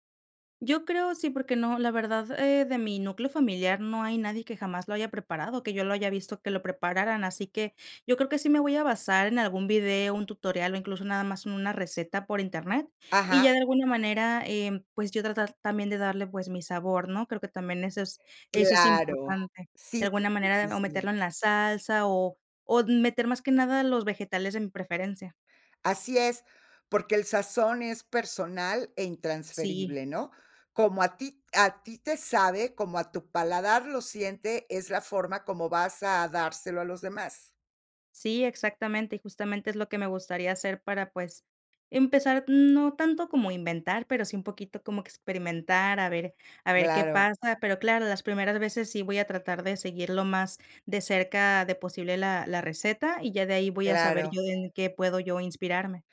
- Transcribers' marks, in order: none
- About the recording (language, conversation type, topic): Spanish, podcast, ¿Qué plato te gustaría aprender a preparar ahora?